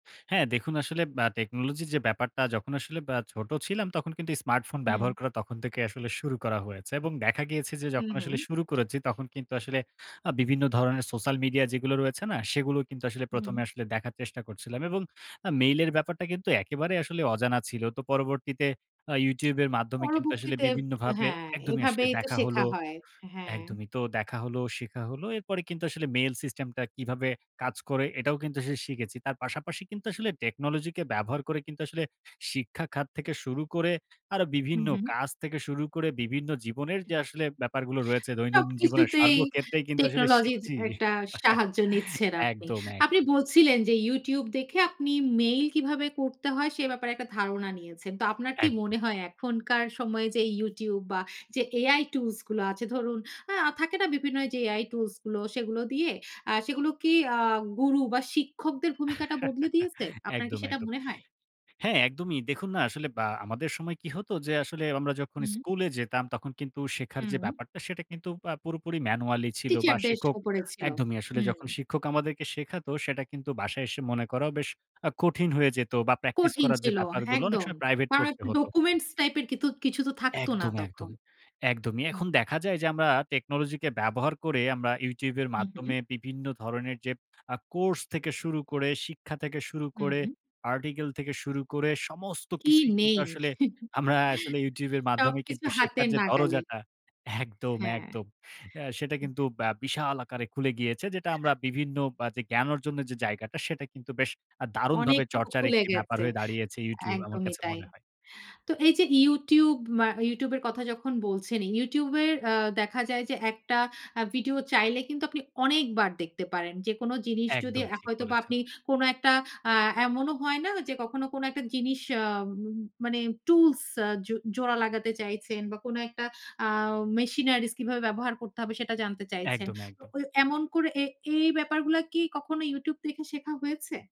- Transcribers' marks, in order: in English: "technology"; other background noise; in English: "mail"; in English: "mail system"; in English: "technology"; in English: "technology"; chuckle; in English: "mail"; chuckle; in English: "manually"; in English: "practice"; "কিন্তু" said as "কিতু"; in English: "technology"; in English: "article"; chuckle; laughing while speaking: "একদম একদম"; breath; in English: "tools"; in English: "machineries"
- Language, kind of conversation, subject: Bengali, podcast, টেকনোলজি কীভাবে আপনার শেখাকে বদলে দিয়েছে?